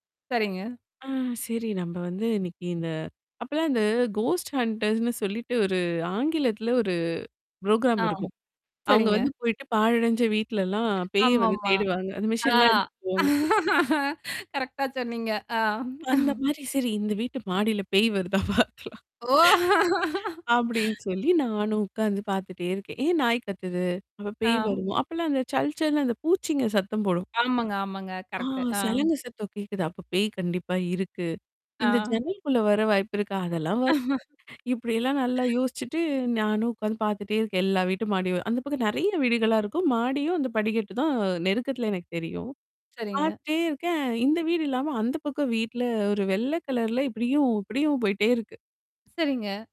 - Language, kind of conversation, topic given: Tamil, podcast, முதல் முறையாக தனியாக தங்கிய அந்த இரவில் உங்களுக்கு ஏற்பட்ட உணர்வுகளைப் பற்றி சொல்ல முடியுமா?
- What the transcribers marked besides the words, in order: in English: "கோஸ்ட் ஹன்டர்ஸ்ன்னு"; in English: "புரோகிராம்"; tapping; in English: "மிஷின்லாம்"; in English: "கரெக்ட்டா"; other noise; laughing while speaking: "பேய் வருதா பார்த்துக்கலாம்"; laughing while speaking: "ஓ!"; other background noise; in English: "கரெக்ட்"; laugh